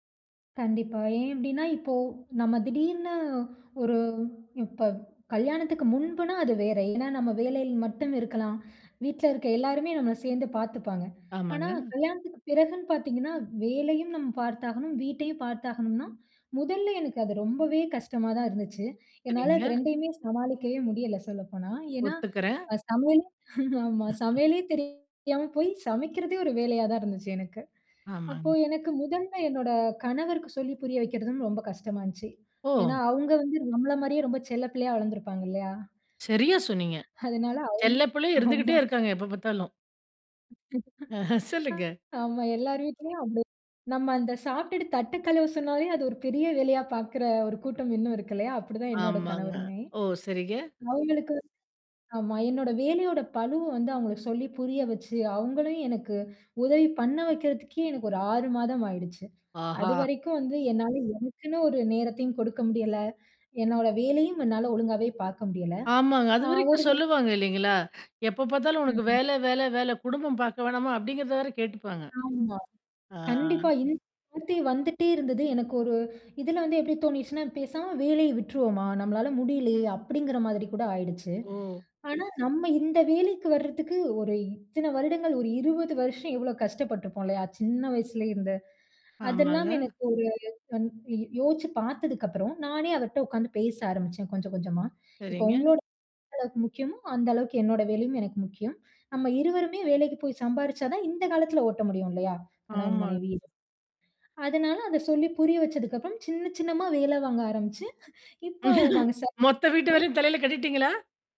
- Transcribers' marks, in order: laughing while speaking: "ஆமா"; chuckle; tapping; laughing while speaking: "ஆமா"; other noise; other background noise; chuckle; chuckle; unintelligible speech
- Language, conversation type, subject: Tamil, podcast, வேலைக்கும் வீட்டுக்கும் இடையிலான எல்லையை நீங்கள் எப்படிப் பராமரிக்கிறீர்கள்?